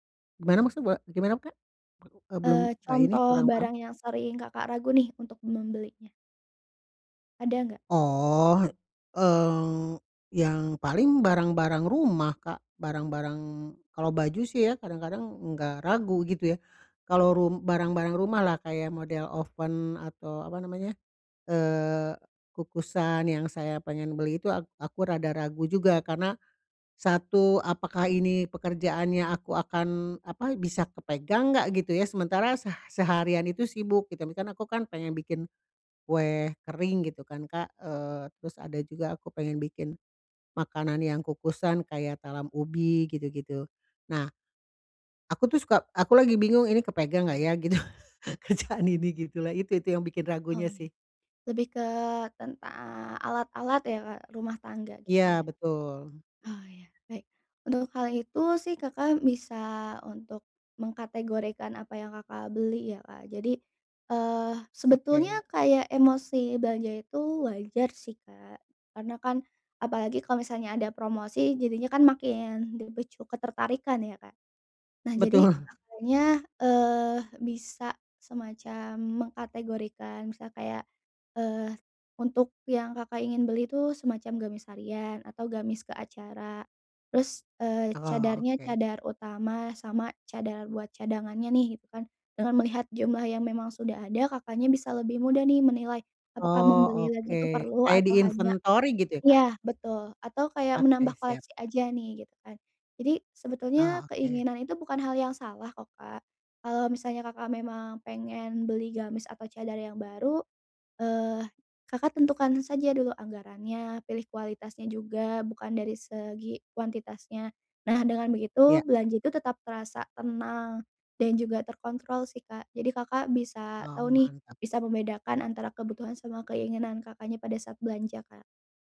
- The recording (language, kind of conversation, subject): Indonesian, advice, Bagaimana cara membedakan kebutuhan dan keinginan saat berbelanja?
- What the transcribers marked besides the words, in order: laughing while speaking: "Gitu, kerjaan"; laughing while speaking: "Betul"; in English: "di-inventory"; tapping